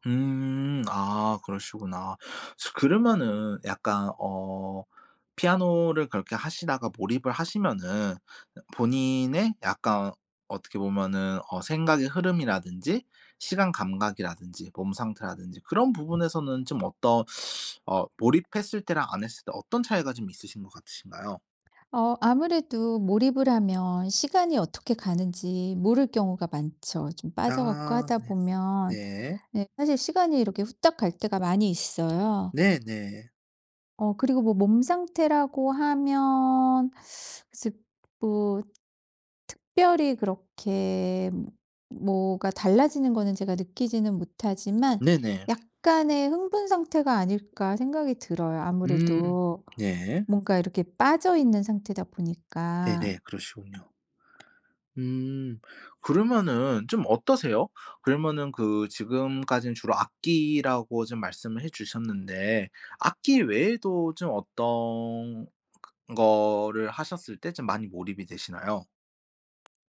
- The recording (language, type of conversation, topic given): Korean, podcast, 어떤 활동을 할 때 완전히 몰입하시나요?
- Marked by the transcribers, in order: other background noise